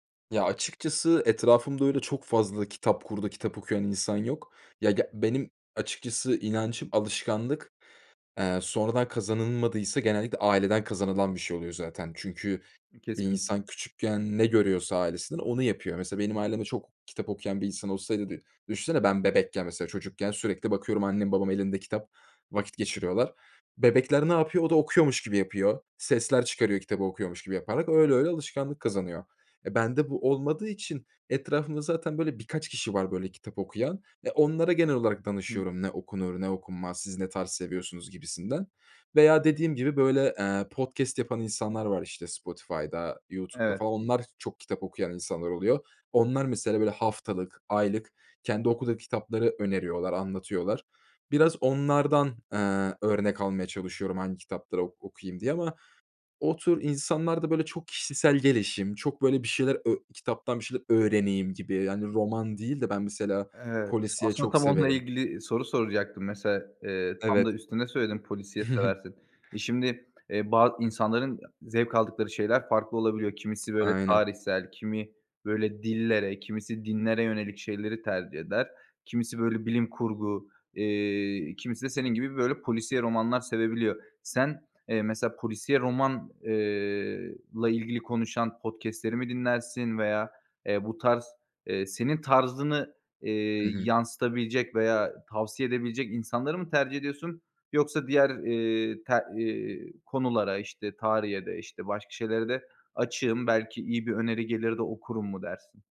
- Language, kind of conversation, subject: Turkish, podcast, Yeni bir alışkanlık kazanırken hangi adımları izlersin?
- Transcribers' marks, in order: tapping; other background noise; chuckle